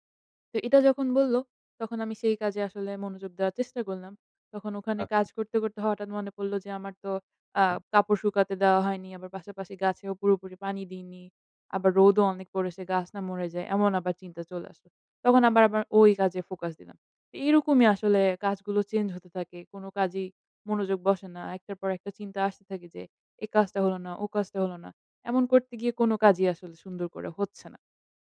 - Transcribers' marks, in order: none
- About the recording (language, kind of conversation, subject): Bengali, advice, একসঙ্গে অনেক কাজ থাকার কারণে কি আপনার মনোযোগ ছিন্নভিন্ন হয়ে যাচ্ছে?